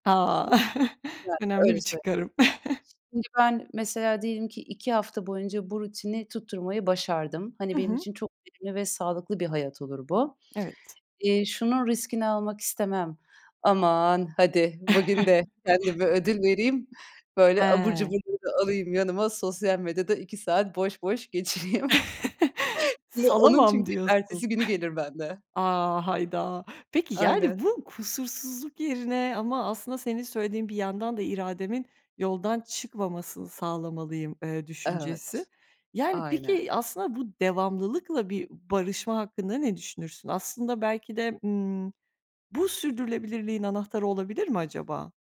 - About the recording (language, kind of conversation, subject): Turkish, podcast, Küçük alışkanlıkları kalıcı hâle getirmenin yolu nedir, ne önerirsin?
- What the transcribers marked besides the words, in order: chuckle; chuckle; other background noise; drawn out: "Aman"; chuckle; chuckle; laughing while speaking: "geçiriyim"; chuckle